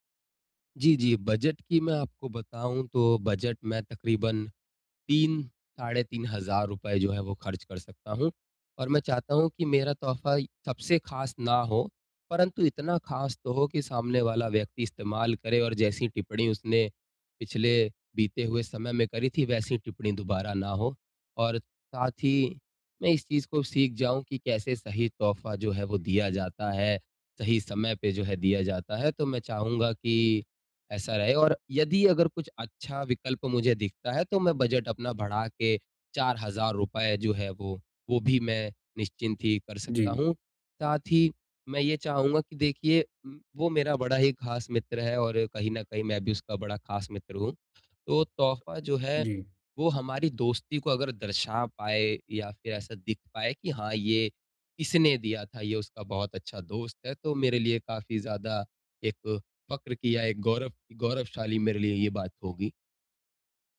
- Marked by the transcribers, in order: none
- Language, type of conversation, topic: Hindi, advice, किसी के लिए सही तोहफा कैसे चुनना चाहिए?